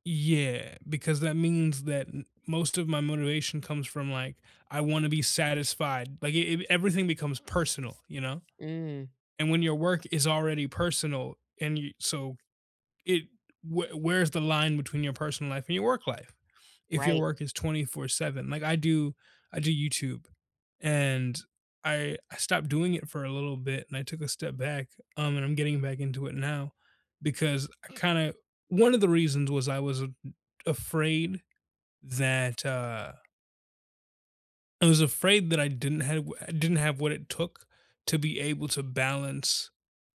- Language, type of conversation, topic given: English, unstructured, How can I balance work and personal life?
- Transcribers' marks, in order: none